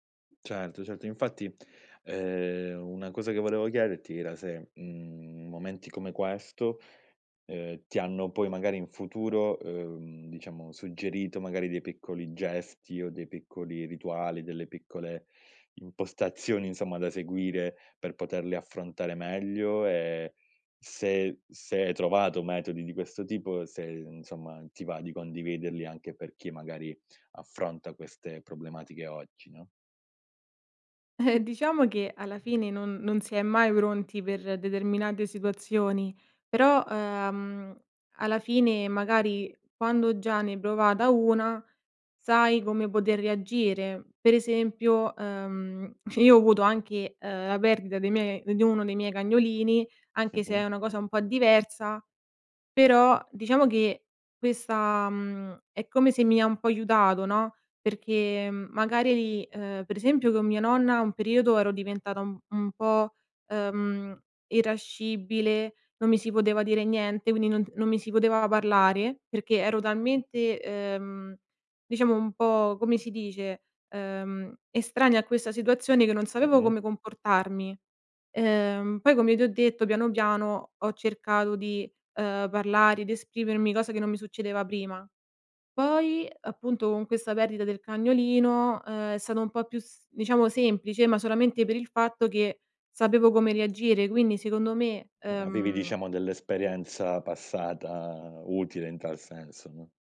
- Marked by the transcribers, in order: other background noise; laughing while speaking: "Eh"; giggle
- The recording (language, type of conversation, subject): Italian, podcast, Cosa ti ha insegnato l’esperienza di affrontare una perdita importante?